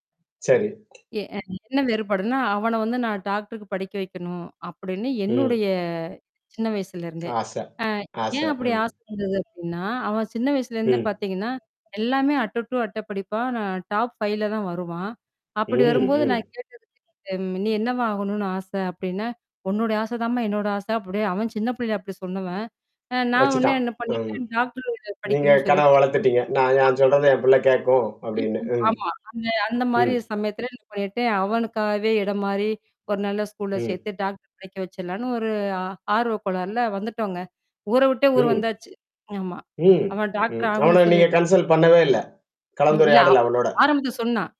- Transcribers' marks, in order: tapping; static; other noise; mechanical hum; other background noise; in English: "டாப் ஃபைவ்ல"; distorted speech; unintelligible speech; in English: "கன்சல்"
- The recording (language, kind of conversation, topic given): Tamil, podcast, வீட்டில் திறந்த உரையாடலை எப்படித் தொடங்குவீர்கள்?